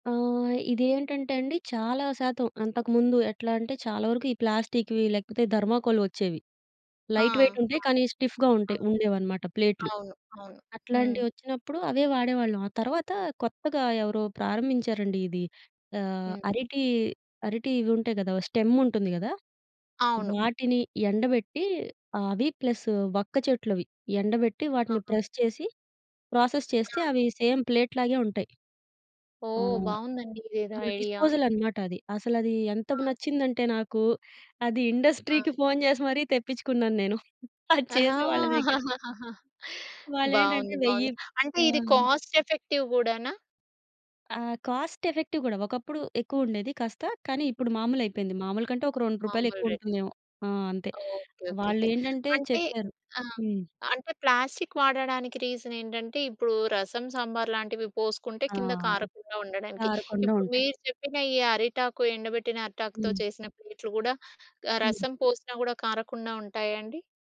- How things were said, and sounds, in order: in English: "థర్మోకోల్‌వి"; in English: "లైట్ వెయిట్"; other noise; in English: "స్టిఫ్‌గా"; in English: "స్టెమ్"; in English: "ప్లస్"; in English: "ప్రెస్"; in English: "ప్రాసెస్"; in English: "సేమ్ ప్లేట్"; in English: "డిస్పోజల్"; in English: "ఇండస్ట్రీకి"; laughing while speaking: "అది చేసే వాళ్ళ దగ్గర"; laugh; in English: "కాస్ట్ ఎఫెక్టివ్"; in English: "కాస్ట్ ఎఫెక్టివ్"; other background noise; in English: "రీజన్"
- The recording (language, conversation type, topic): Telugu, podcast, విందు తర్వాత మిగిలిన ఆహారాన్ని ఇతరులతో పంచుకోవడానికి ఉత్తమమైన పద్ధతులు ఏమిటి?